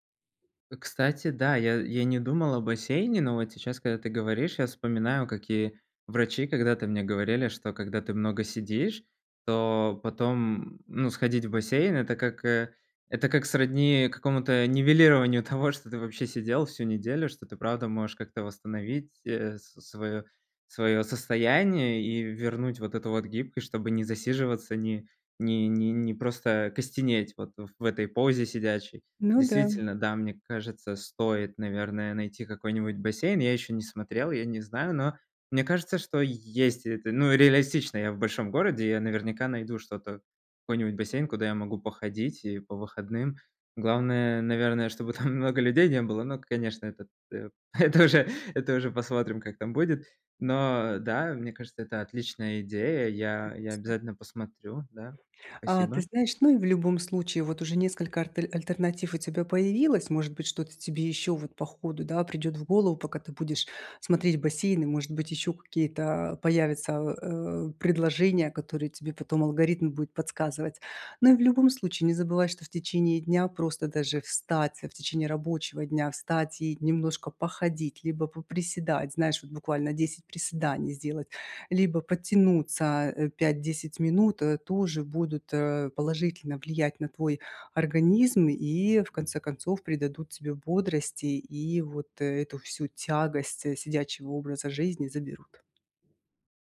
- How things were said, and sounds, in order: laughing while speaking: "там"; laughing while speaking: "это уже"; other background noise; unintelligible speech; tapping
- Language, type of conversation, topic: Russian, advice, Как сохранить привычку заниматься спортом при частых изменениях расписания?